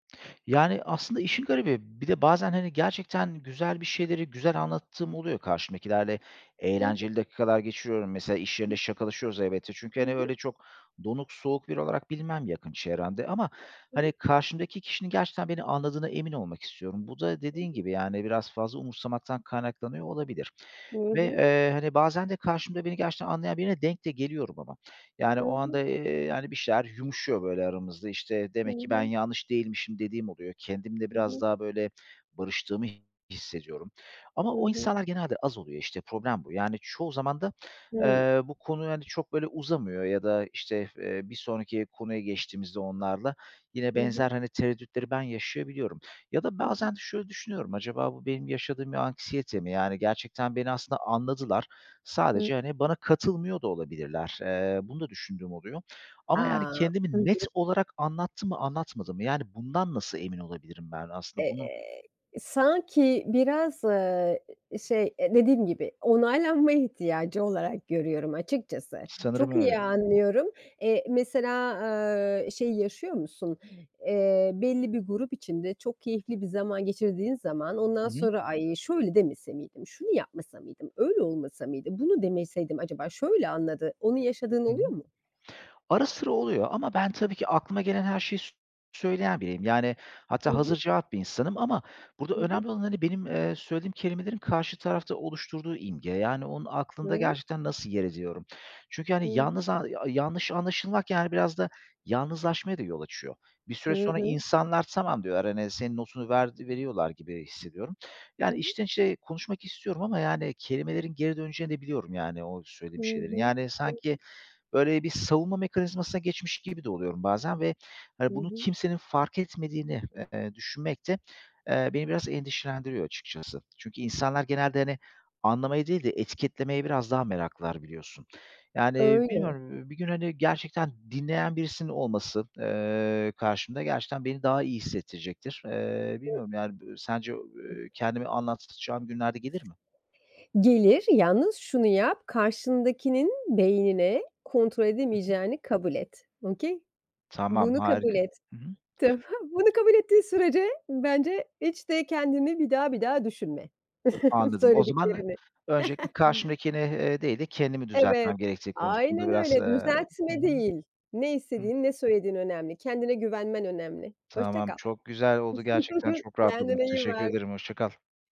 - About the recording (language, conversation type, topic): Turkish, advice, Yanlış anlaşılmayı düzeltmek için durumu nasıl anlatmalıyım?
- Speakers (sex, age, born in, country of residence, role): female, 45-49, Turkey, France, advisor; male, 35-39, Turkey, Greece, user
- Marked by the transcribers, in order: tapping; other background noise; other noise; "anlatacağım" said as "anlatçağım"; in English: "okay?"; chuckle; chuckle